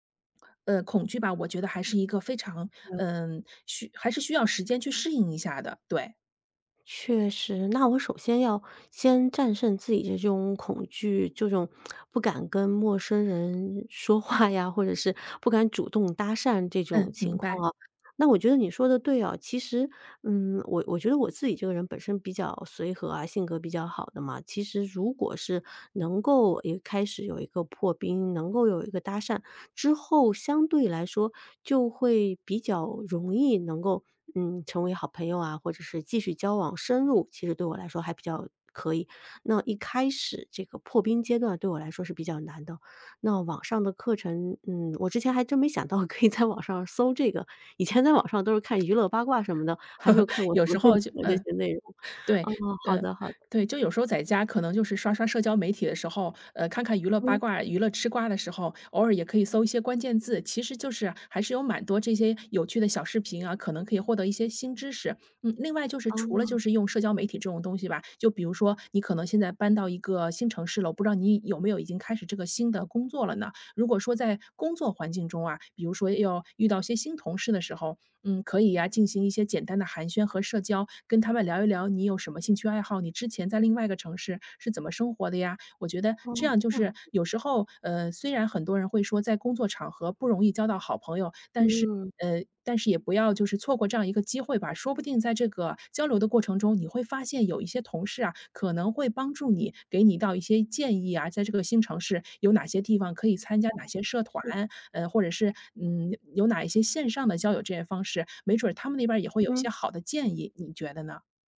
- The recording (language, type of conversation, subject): Chinese, advice, 我在重建社交圈时遇到困难，不知道该如何结交新朋友？
- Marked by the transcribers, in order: other background noise; tapping; chuckle